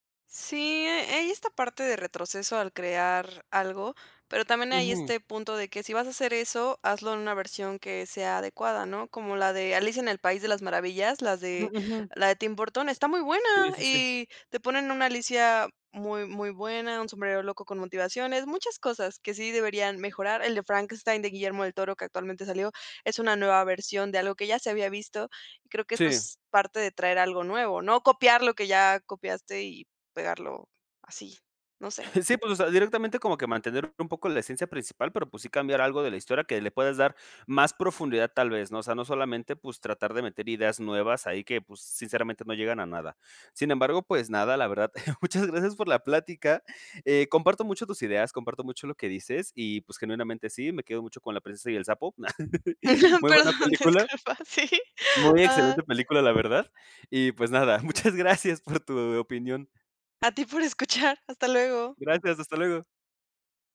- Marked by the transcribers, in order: tapping; other background noise; chuckle; laughing while speaking: "muchas"; laugh; laughing while speaking: "Perdón, disculpa, sí"; laugh; laughing while speaking: "Muchas gracias por"
- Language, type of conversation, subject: Spanish, podcast, ¿Qué opinas de la representación de género en las películas?